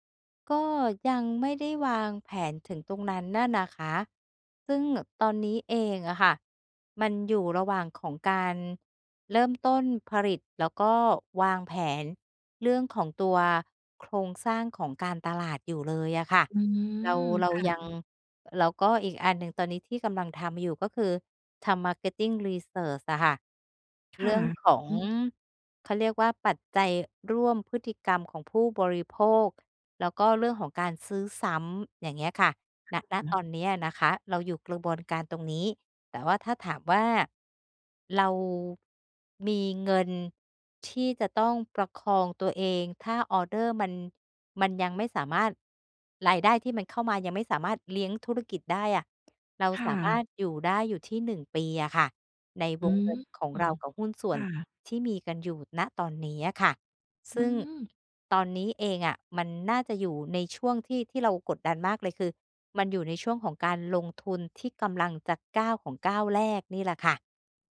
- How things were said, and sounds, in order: in English: "marketing research"
- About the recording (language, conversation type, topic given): Thai, advice, คุณรับมือกับความกดดันจากความคาดหวังของคนรอบข้างจนกลัวจะล้มเหลวอย่างไร?